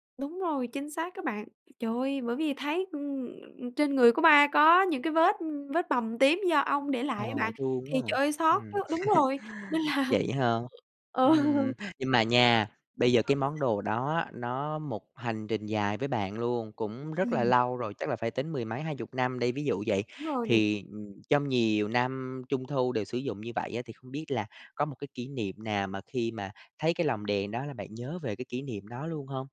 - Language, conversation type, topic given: Vietnamese, podcast, Bạn có thể kể về một món đồ gắn liền với kỷ niệm của bạn không?
- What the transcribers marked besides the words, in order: laugh; laughing while speaking: "là ừ"; other noise; unintelligible speech